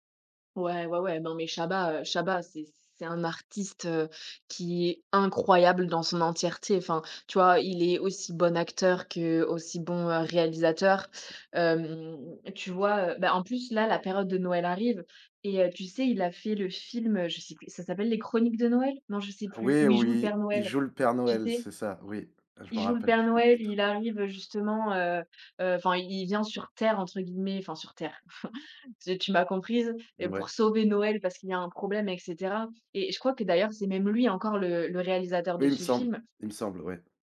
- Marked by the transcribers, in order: tapping; chuckle; stressed: "sauver"
- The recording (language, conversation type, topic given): French, podcast, Quel livre ou quel film t’accompagne encore au fil des années ?
- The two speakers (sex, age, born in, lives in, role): female, 25-29, France, France, guest; male, 35-39, France, France, host